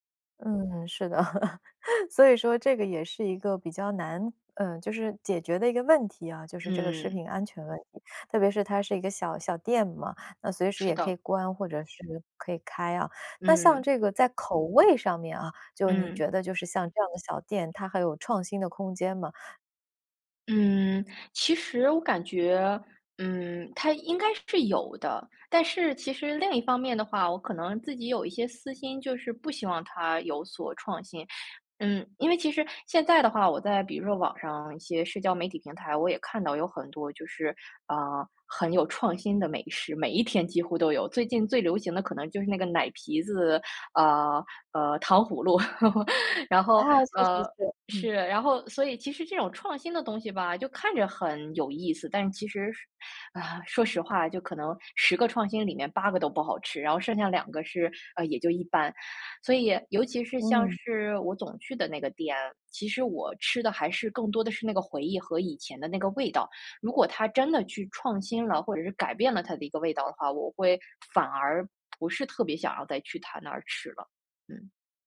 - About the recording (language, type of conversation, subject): Chinese, podcast, 你最喜欢的街边小吃是哪一种？
- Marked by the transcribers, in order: chuckle; laugh; other background noise